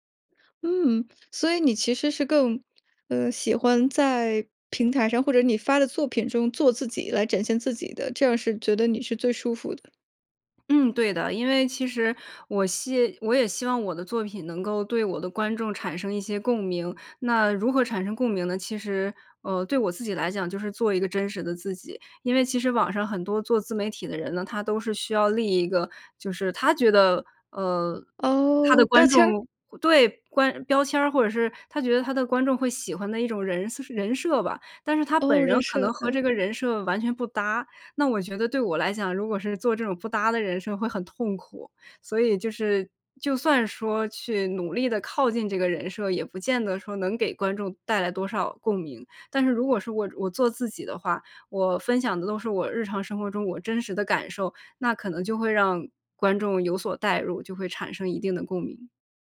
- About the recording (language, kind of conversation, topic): Chinese, podcast, 你怎么让观众对作品产生共鸣?
- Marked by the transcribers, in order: other background noise